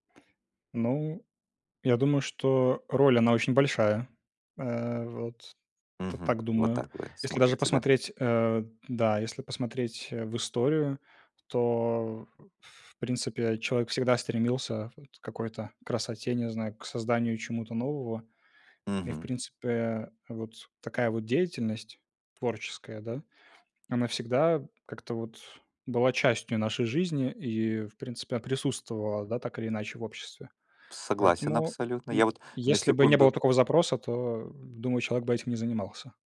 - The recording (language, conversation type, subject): Russian, unstructured, Какую роль играет искусство в нашей жизни?
- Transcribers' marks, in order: none